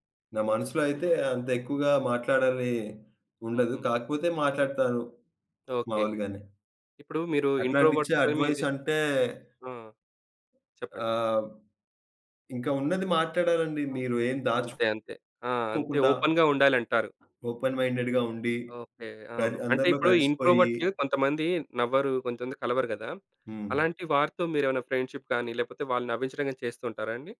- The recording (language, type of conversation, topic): Telugu, podcast, సరదాగా చెప్పిన హాస్యం ఎందుకు తప్పుగా అర్థమై ఎవరికైనా అవమానంగా అనిపించేస్తుంది?
- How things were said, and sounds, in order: in English: "ఇంట్రోవర్ట్‌తోని"; in English: "అడ్వైస్"; in English: "ఓపెన్‌గా"; in English: "ఓపెన్ మైండెడ్‌గా"; in English: "ఇంట్రోవర్ట్‌లు"; in English: "ఫ్రెండ్‌షిప్"